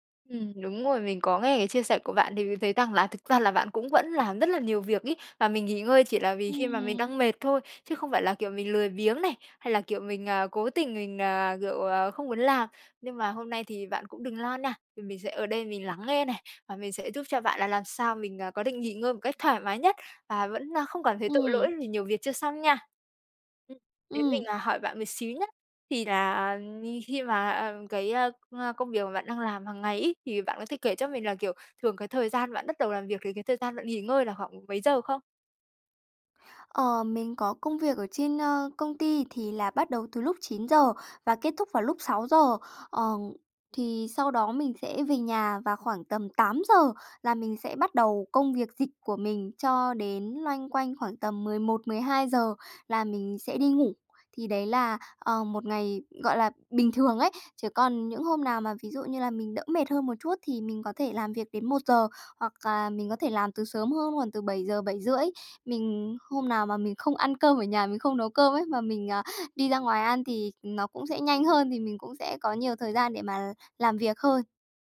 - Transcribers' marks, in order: tapping
- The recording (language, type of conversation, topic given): Vietnamese, advice, Làm sao tôi có thể nghỉ ngơi mà không cảm thấy tội lỗi khi còn nhiều việc chưa xong?